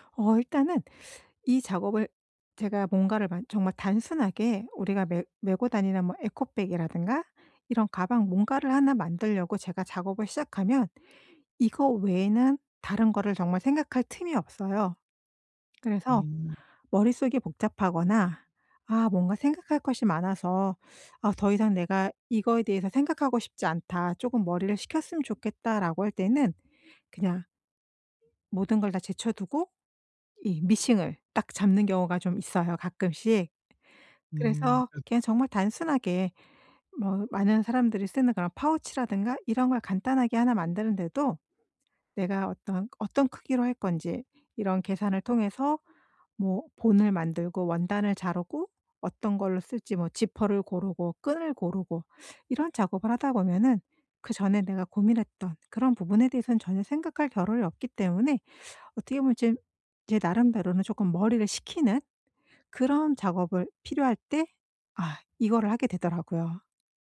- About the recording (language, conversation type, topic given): Korean, podcast, 취미를 꾸준히 이어갈 수 있는 비결은 무엇인가요?
- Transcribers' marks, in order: in English: "에코백이라든가"; other background noise; in English: "파우치라든가"; teeth sucking